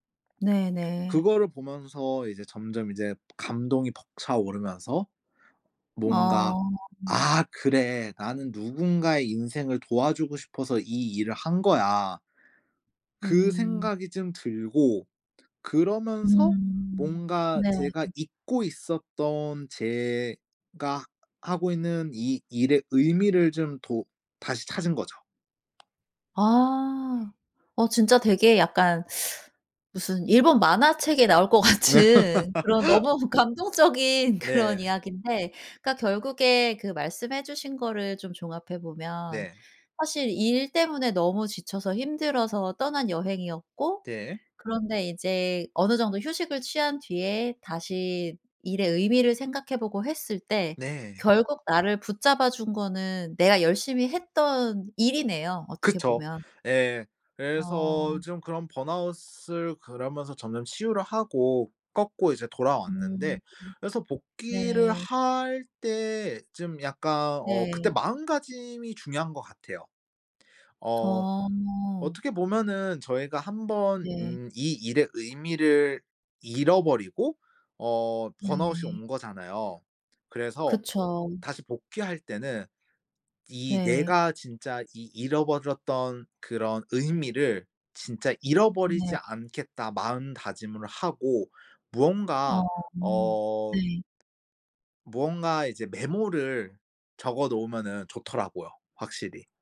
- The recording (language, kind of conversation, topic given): Korean, podcast, 번아웃을 겪은 뒤 업무에 복귀할 때 도움이 되는 팁이 있을까요?
- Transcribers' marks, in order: other background noise; tapping; teeth sucking; laughing while speaking: "것 같은 그런 너무 감동적인 그런 이야기인데"; laugh; in English: "burnout을"; in English: "burnout이"